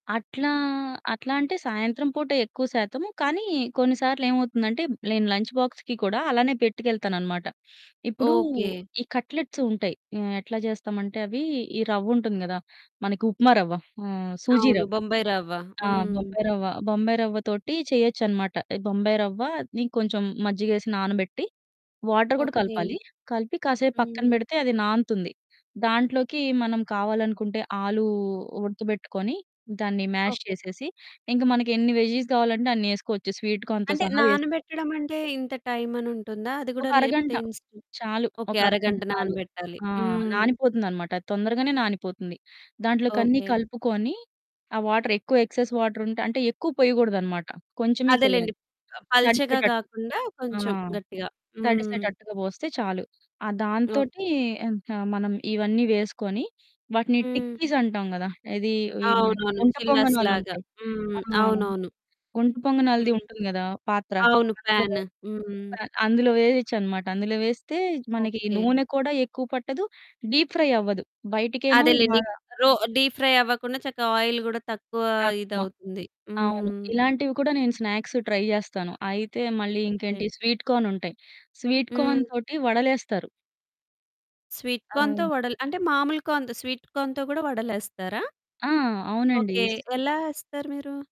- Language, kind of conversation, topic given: Telugu, podcast, ఇంట్లో తక్కువ సమయంలో తయారయ్యే ఆరోగ్యకరమైన స్నాక్స్ ఏవో కొన్ని సూచించగలరా?
- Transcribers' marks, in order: in English: "లంచ్ బాక్స్‌కి"; in English: "కట్లెట్స్"; in Hindi: "సూజీ"; in English: "వాటర్"; in English: "మ్యాష్"; in English: "వెజ్జీస్"; in English: "స్వీట్ కార్న్‌తో"; distorted speech; in English: "ఇన్స్టంట్"; in English: "వాటర్"; in English: "ఎక్సెస్"; in English: "టిక్కీస్"; in English: "డీప్ ఫ్రై"; in English: "డీప్ ఫ్రై"; in English: "ఆయిల్"; in English: "ట్రై"; in English: "స్వీట్ కార్న్"; in English: "స్వీట్ కార్న్"; in English: "స్వీట్ కార్న్‌తో"; in English: "కార్న్‌తో స్వీట్ కార్న్‌తో"